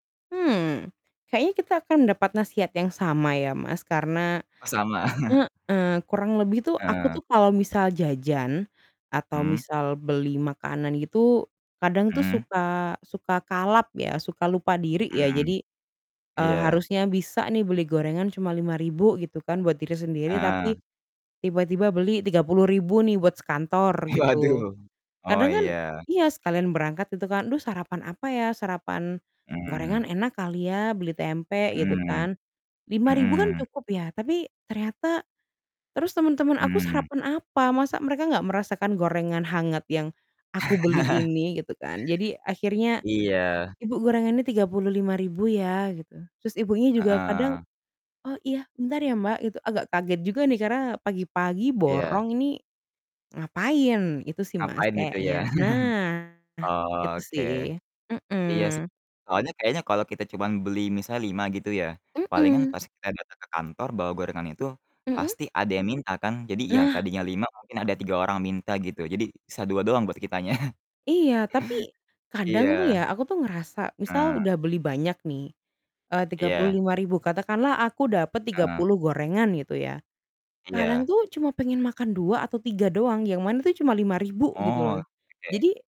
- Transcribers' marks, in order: chuckle; distorted speech; laughing while speaking: "Waduh"; laugh; chuckle; chuckle; static
- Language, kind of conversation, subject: Indonesian, unstructured, Kalau kamu bisa berbicara dengan dirimu di masa depan, apa yang ingin kamu tanyakan?